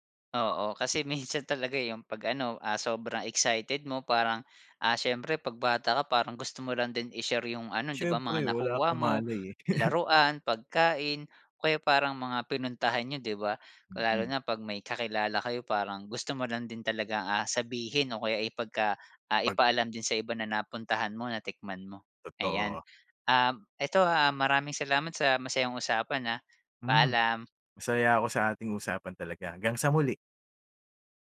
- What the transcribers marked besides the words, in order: other background noise; chuckle; tapping
- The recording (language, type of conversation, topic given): Filipino, podcast, Ano ang paborito mong alaala noong bata ka pa?